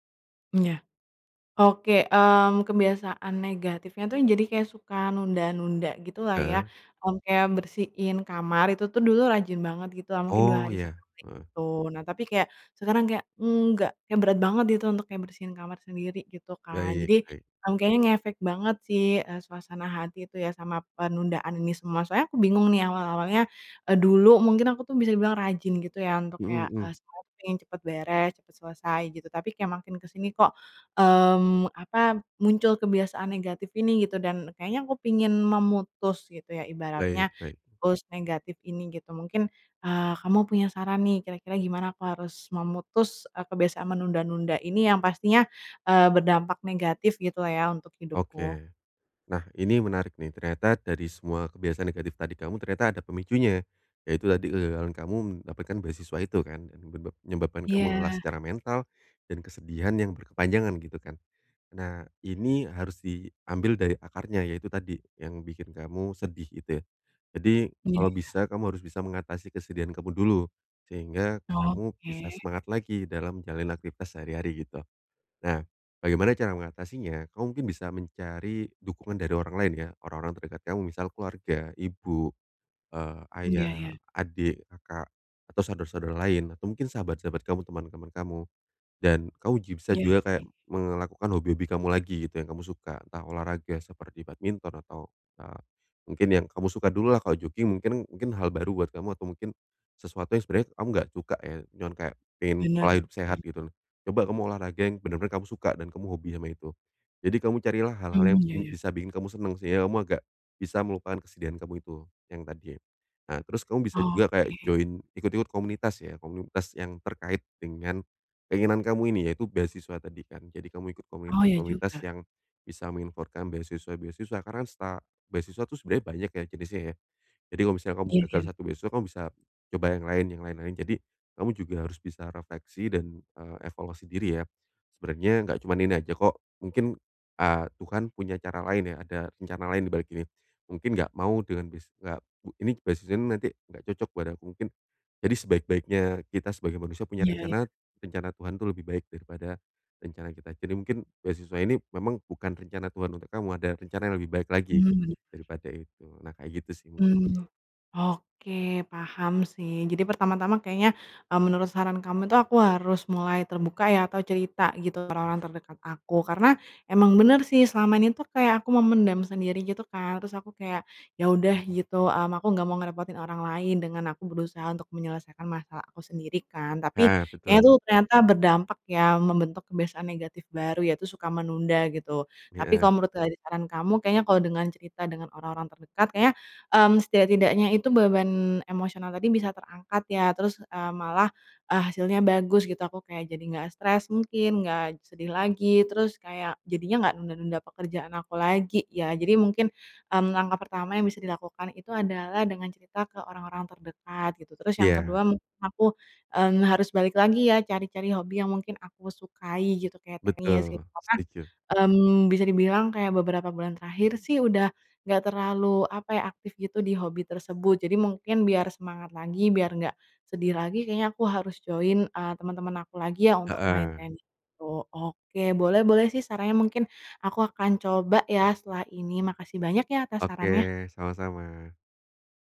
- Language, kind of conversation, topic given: Indonesian, advice, Bagaimana saya mulai mencari penyebab kebiasaan negatif yang sulit saya hentikan?
- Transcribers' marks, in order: in English: "pulse"; in English: "jogging"; in English: "join"; "menginformasikan" said as "menginforkan"; tapping; in English: "join"